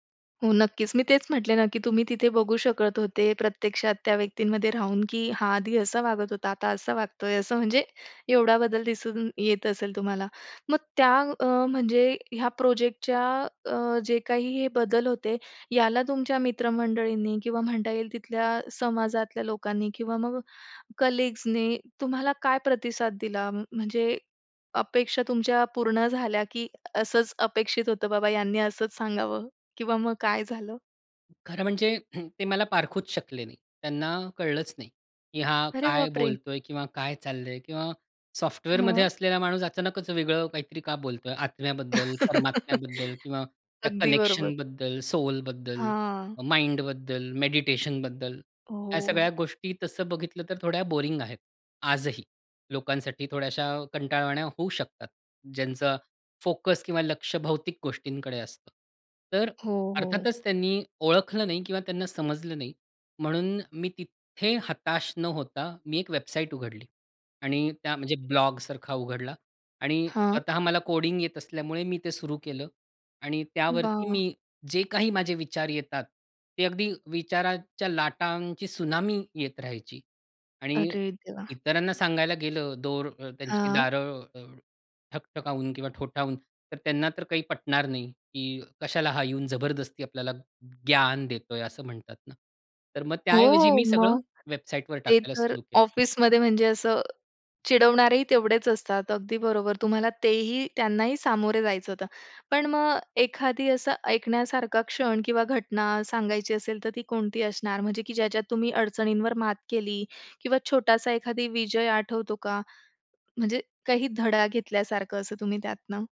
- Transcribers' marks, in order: in English: "कलीग्सनी"; other noise; throat clearing; surprised: "अरे बाप रे!"; laugh; in English: "सोलबद्दल, माइंडबद्दल"; other background noise
- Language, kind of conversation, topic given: Marathi, podcast, या उपक्रमामुळे तुमच्या आयुष्यात नेमका काय बदल झाला?